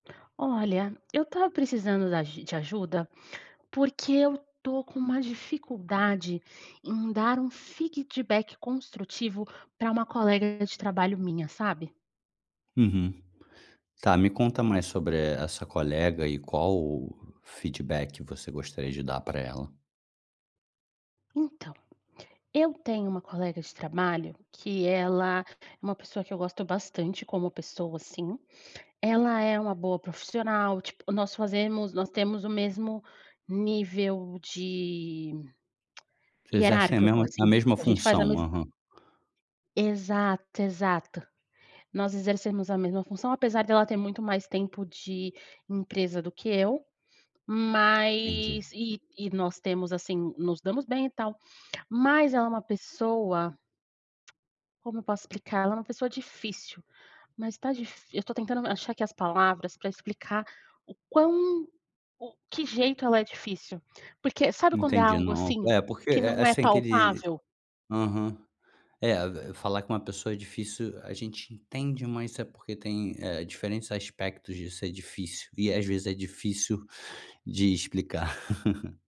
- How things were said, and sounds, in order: "feedback" said as "feecdback"; tongue click; other background noise; sigh; laugh
- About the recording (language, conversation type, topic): Portuguese, advice, Como dar feedback construtivo a um colega de trabalho?